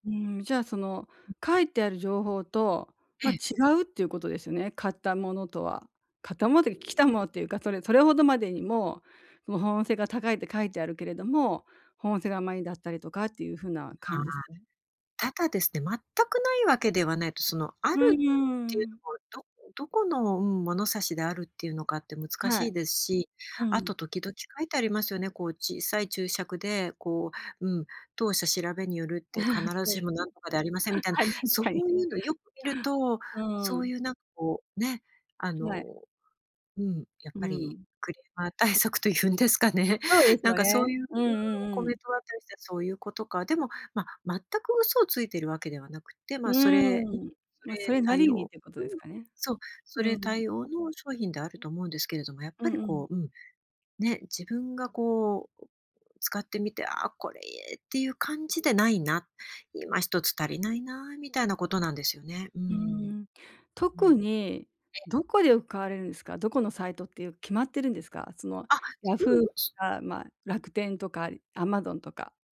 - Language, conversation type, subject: Japanese, advice, オンラインでの買い物で失敗が多いのですが、どうすれば改善できますか？
- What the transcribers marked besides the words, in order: tapping; laugh; laughing while speaking: "はい、確かに"; laughing while speaking: "クレーマー対策というんですかね"; unintelligible speech; put-on voice: "あ、これいい"; other noise